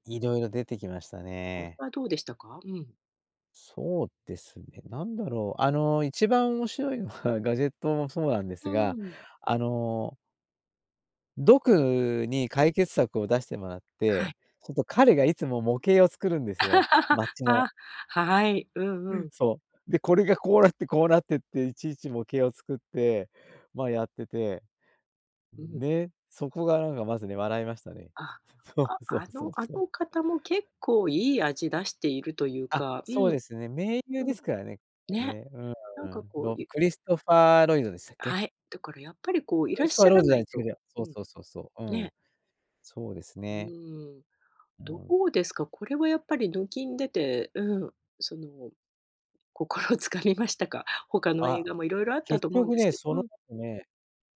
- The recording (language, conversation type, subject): Japanese, podcast, 映画で一番好きな主人公は誰で、好きな理由は何ですか？
- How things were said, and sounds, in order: laugh; laughing while speaking: "心を掴みましたか？"